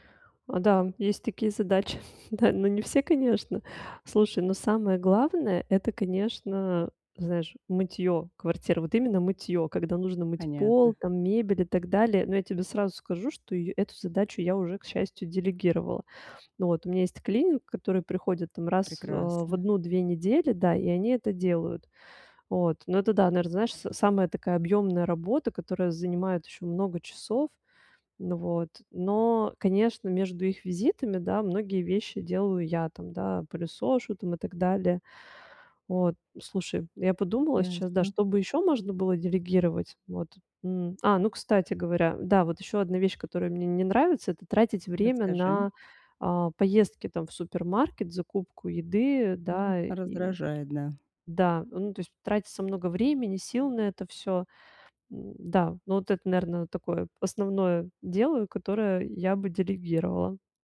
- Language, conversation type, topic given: Russian, advice, Как мне совмещать работу и семейные обязанности без стресса?
- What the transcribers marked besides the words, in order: chuckle